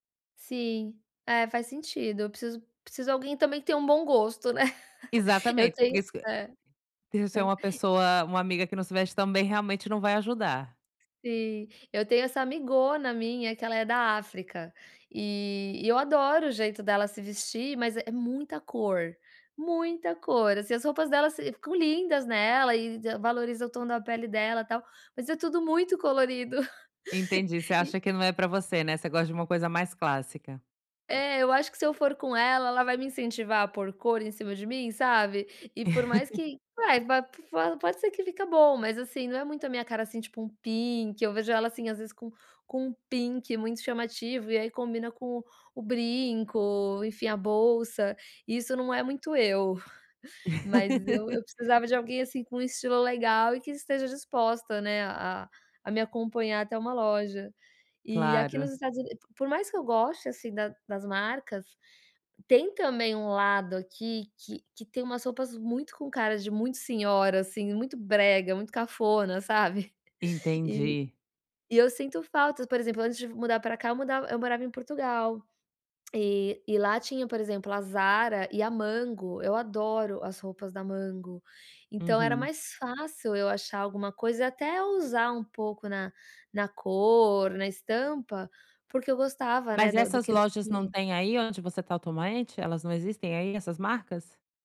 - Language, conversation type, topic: Portuguese, advice, Como posso escolher o tamanho certo e garantir um bom caimento?
- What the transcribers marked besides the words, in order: laugh; tapping; laugh; laugh; in English: "pink"; in English: "pink"; laugh; chuckle; chuckle; unintelligible speech